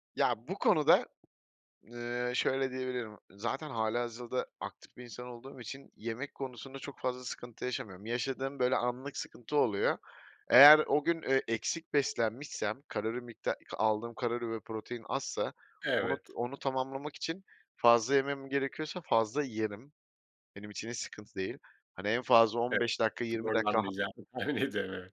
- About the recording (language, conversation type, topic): Turkish, podcast, Vücudunun sınırlarını nasıl belirlersin ve ne zaman “yeter” demen gerektiğini nasıl öğrenirsin?
- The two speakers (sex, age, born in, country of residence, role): male, 30-34, Turkey, Poland, guest; male, 40-44, Turkey, Portugal, host
- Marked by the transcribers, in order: other background noise; laughing while speaking: "tahmin ediyorum"